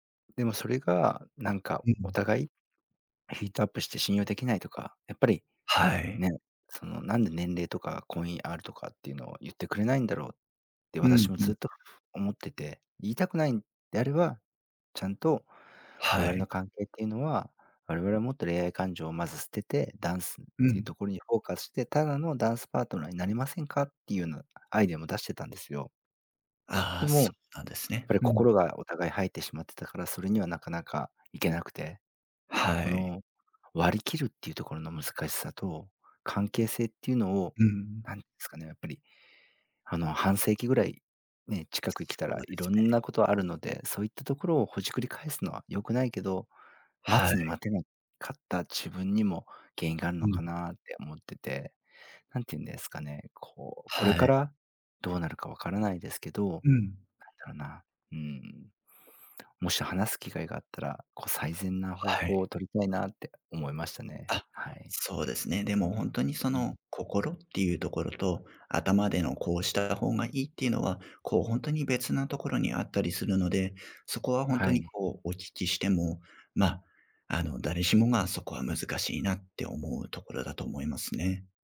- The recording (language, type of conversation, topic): Japanese, advice, 信頼を損なう出来事があり、不安を感じていますが、どうすればよいですか？
- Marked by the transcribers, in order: in English: "ヒートアップ"; in English: "フォーカス"; other background noise